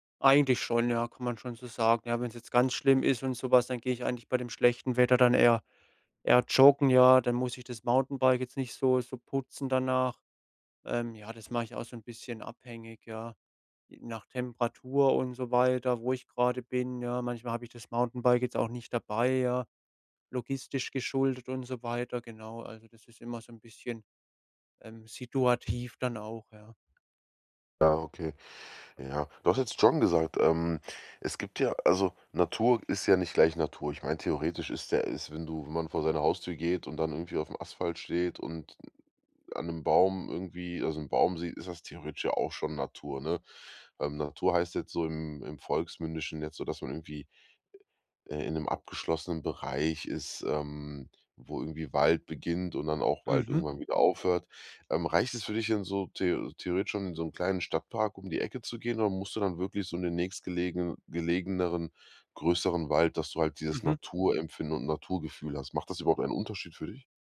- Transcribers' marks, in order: other background noise; put-on voice: "Bereich"
- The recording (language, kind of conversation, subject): German, podcast, Wie hilft dir die Natur beim Abschalten vom digitalen Alltag?